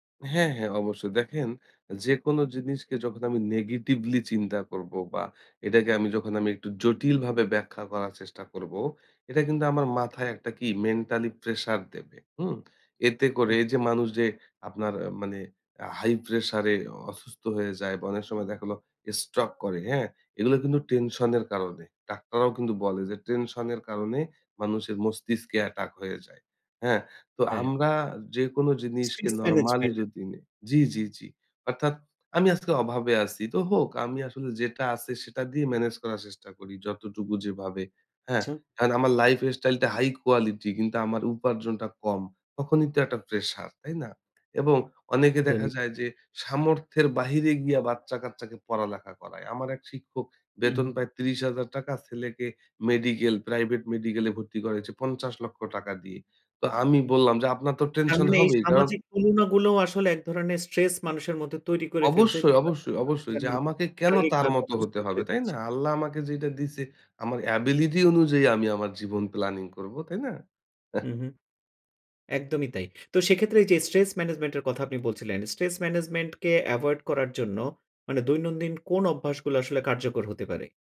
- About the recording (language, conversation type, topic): Bengali, podcast, প্রতিদিনের কোন কোন ছোট অভ্যাস আরোগ্যকে ত্বরান্বিত করে?
- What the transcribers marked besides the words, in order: in English: "mentally pressure"; "অসুস্থ" said as "অচুস্থ"; "স্ট্রোক" said as "এছটক"; "মস্তিষ্কে" said as "মচতিস্কে"; in English: "lifestyle"; lip smack; other background noise; "করেছে" said as "করাইচে"; in English: "ability"; scoff; tapping